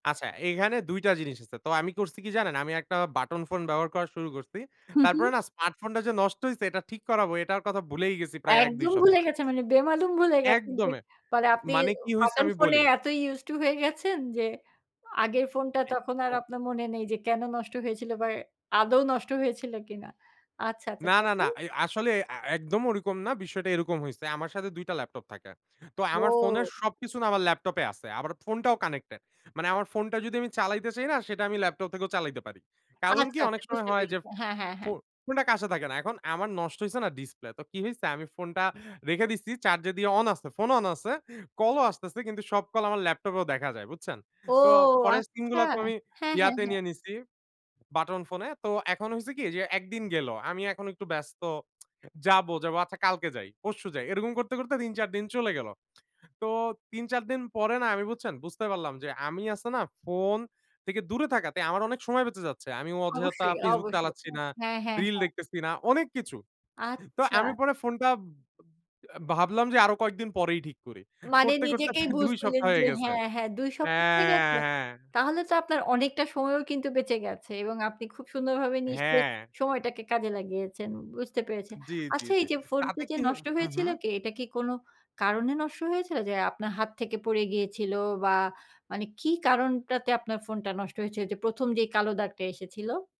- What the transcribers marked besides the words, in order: scoff; in English: "used to"; unintelligible speech; in English: "কানেক্টে"; "কানেক্টেড" said as "কানেক্টে"; surprised: "ও আচ্ছা!"; tsk; tapping; scoff; unintelligible speech
- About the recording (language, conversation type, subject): Bengali, podcast, স্মার্টফোন নষ্ট হলে কীভাবে পথ খুঁজে নেন?